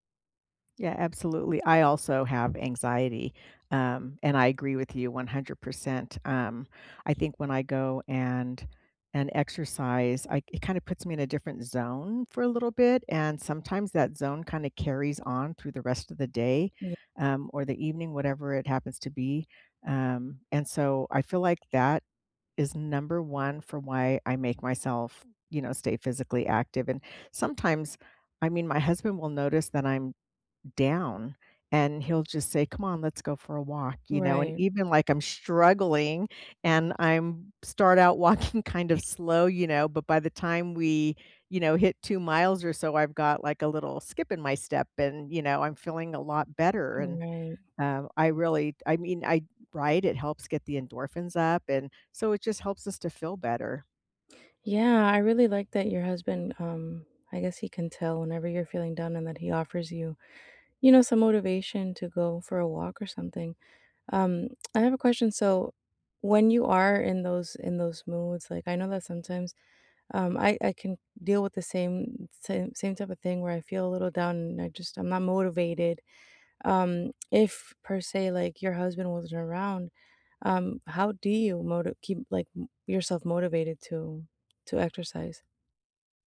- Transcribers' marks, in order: stressed: "zone"; stressed: "struggling"; laughing while speaking: "walking"
- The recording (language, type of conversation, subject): English, unstructured, What is the most rewarding part of staying physically active?
- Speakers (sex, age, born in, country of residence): female, 35-39, Mexico, United States; female, 60-64, United States, United States